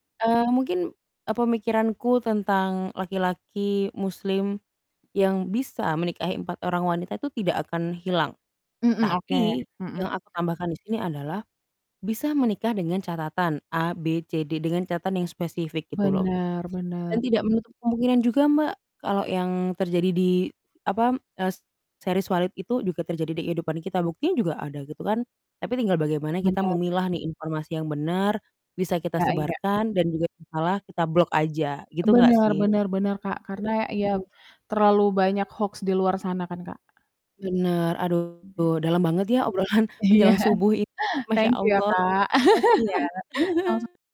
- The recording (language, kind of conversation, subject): Indonesian, unstructured, Apa yang paling membuatmu kesal tentang stereotip budaya atau agama?
- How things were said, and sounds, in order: distorted speech; tapping; other background noise; mechanical hum; laughing while speaking: "obrolan"; laughing while speaking: "Iya"; chuckle